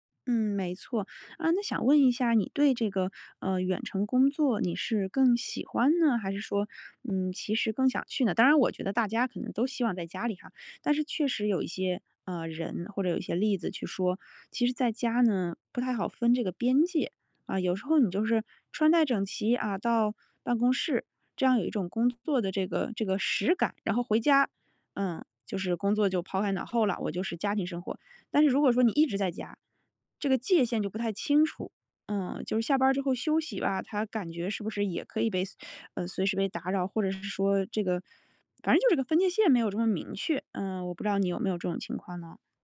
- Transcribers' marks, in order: none
- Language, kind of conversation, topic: Chinese, podcast, 远程工作会如何影响公司文化？